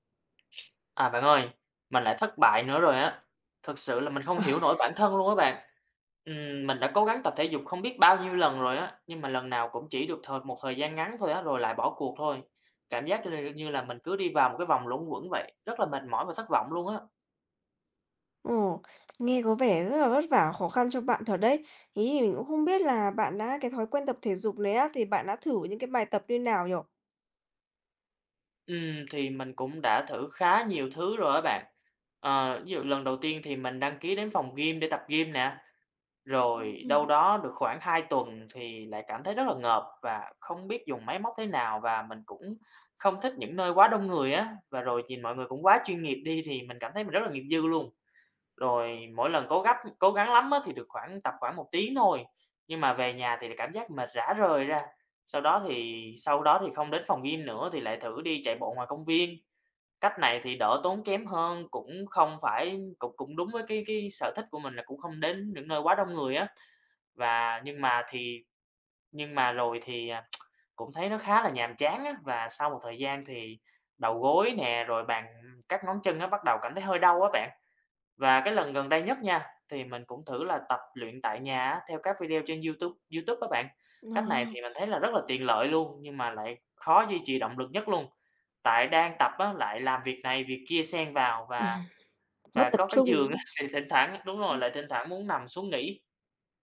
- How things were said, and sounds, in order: tapping; other background noise; "gym" said as "ghim"; "gym" said as "ghim"; "gym" said as "ghin"; tsk
- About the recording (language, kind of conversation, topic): Vietnamese, advice, Vì sao bạn khó duy trì thói quen tập thể dục dù đã cố gắng nhiều lần?